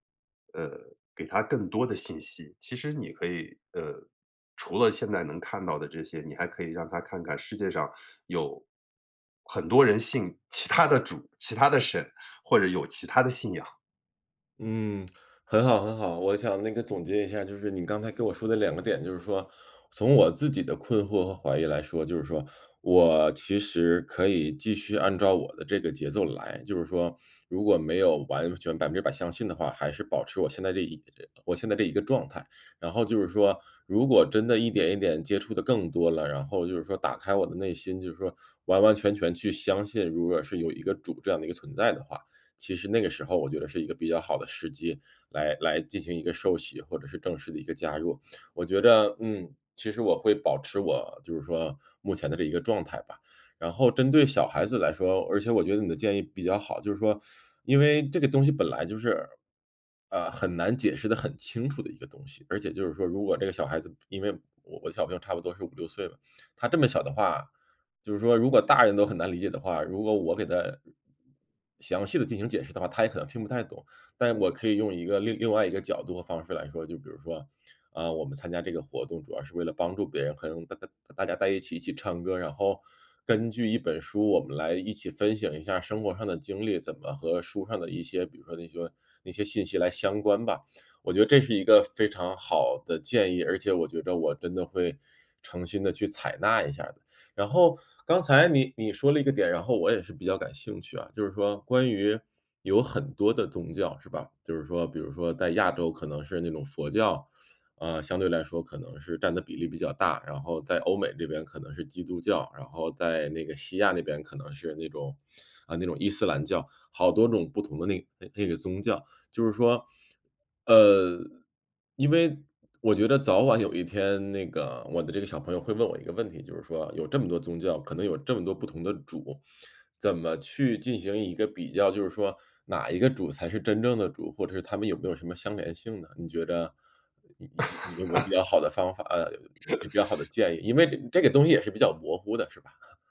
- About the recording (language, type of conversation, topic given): Chinese, advice, 你为什么会对自己的信仰或价值观感到困惑和怀疑？
- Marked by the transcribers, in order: laugh; scoff